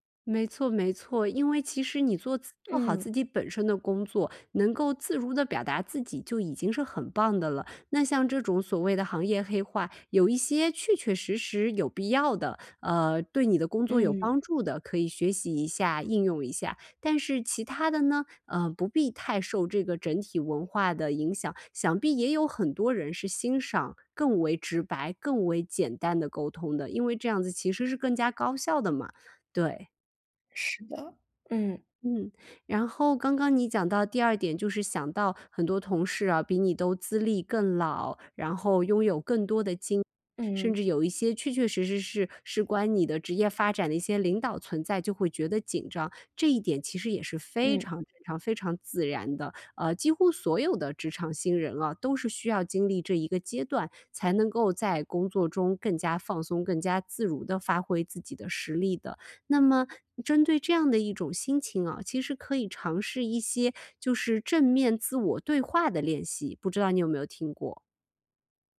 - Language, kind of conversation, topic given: Chinese, advice, 我怎样才能在公众场合更自信地发言？
- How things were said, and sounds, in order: none